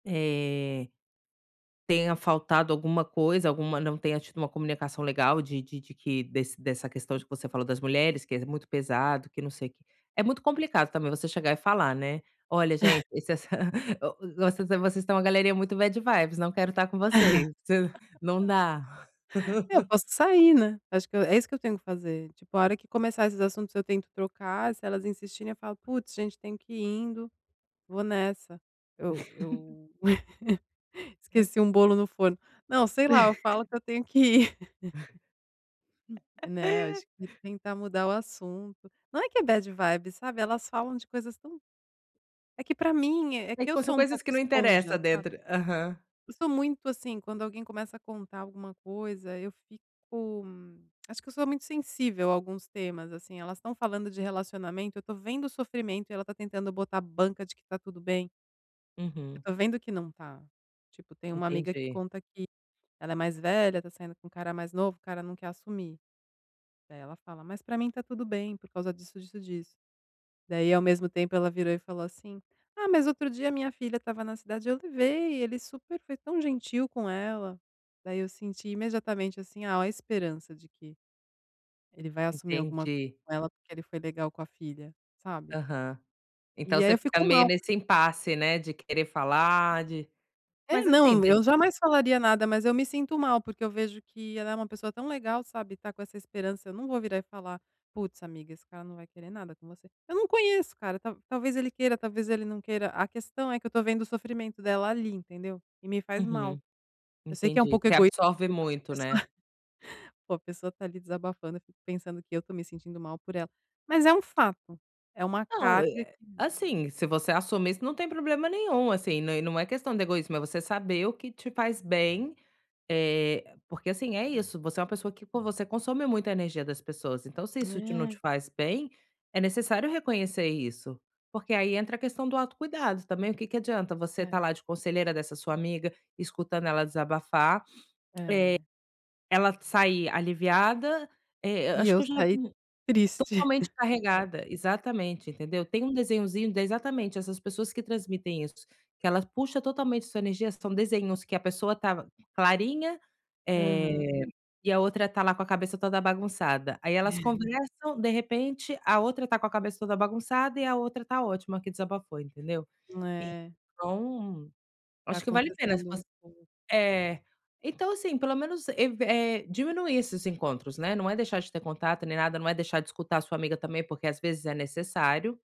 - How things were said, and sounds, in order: laugh; laugh; in English: "bad vibes"; chuckle; laugh; laugh; laugh; laugh; in English: "bad vibes"; tongue click; chuckle; tapping; other background noise; tongue click; laugh; laugh
- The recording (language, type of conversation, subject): Portuguese, advice, Como posso conciliar minha energia social com meu autocuidado?